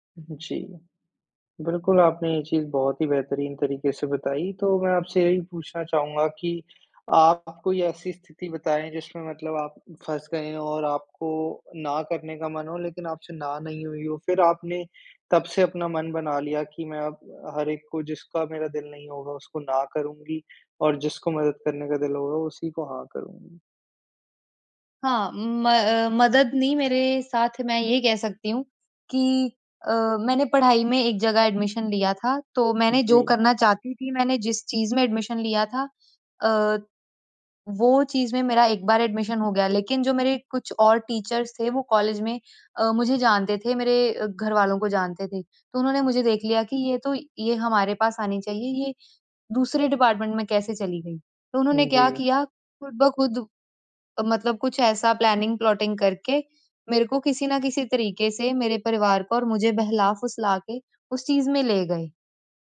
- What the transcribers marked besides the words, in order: in English: "एडमिशन"; in English: "एडमिशन"; in English: "एडमिशन"; in English: "टीचर्स"; in English: "डिपार्टमेंट"; in English: "प्लानिंग-प्लॉटिंग"
- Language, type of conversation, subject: Hindi, podcast, जब आपसे बार-बार मदद मांगी जाए, तो आप सीमाएँ कैसे तय करते हैं?